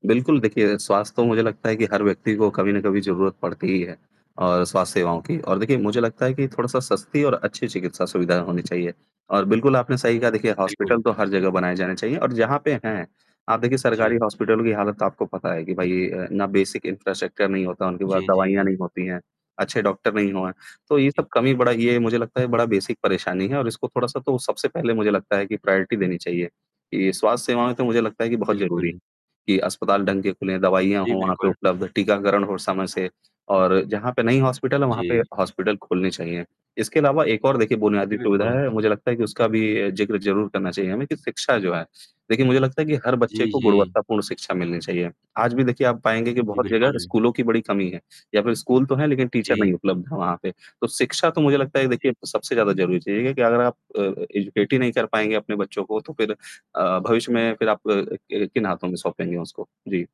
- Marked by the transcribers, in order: mechanical hum; in English: "बेसिक इंफ्रास्ट्रक्चर"; alarm; other noise; in English: "बेसिक"; in English: "प्रायोरिटी"; in English: "टीचर"; in English: "एजुकेट"; tapping
- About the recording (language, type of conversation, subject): Hindi, unstructured, सरकार की सबसे ज़रूरी ज़िम्मेदारी क्या होनी चाहिए?